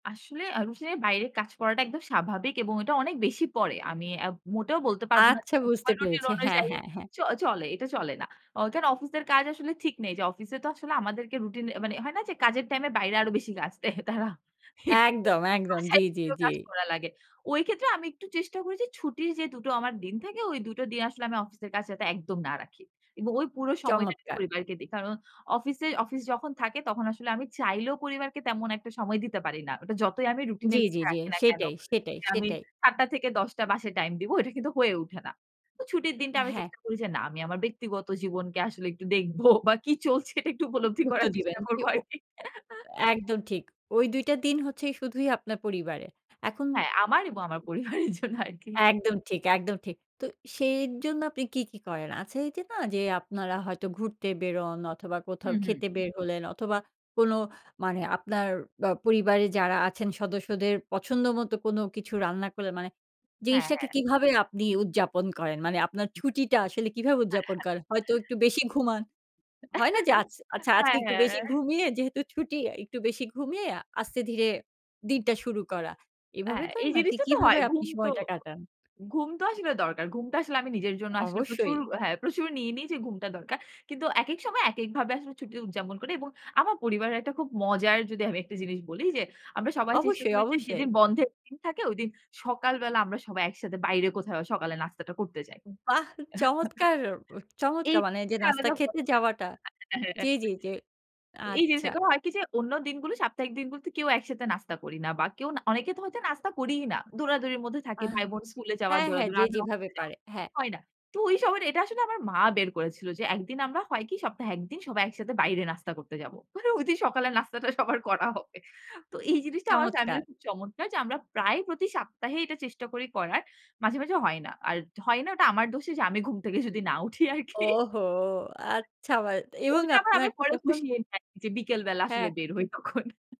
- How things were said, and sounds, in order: other background noise; laughing while speaking: "দেয় তারা। এটাতো"; laughing while speaking: "দেখব বা কি চলছে এটা একটু উপলব্ধি করার চেষ্টা করব আরকি"; laughing while speaking: "পরিবারের জন্য আরকি"; chuckle; laughing while speaking: "হ্যাঁ, হ্যাঁ"; chuckle; unintelligible speech; laughing while speaking: "আমি ঘুম থেকে যদি না উঠি আরকি"; laughing while speaking: "তখন"
- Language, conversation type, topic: Bengali, podcast, আপনি কাজ ও ব্যক্তিগত জীবনের ভারসাম্য কীভাবে বজায় রাখেন?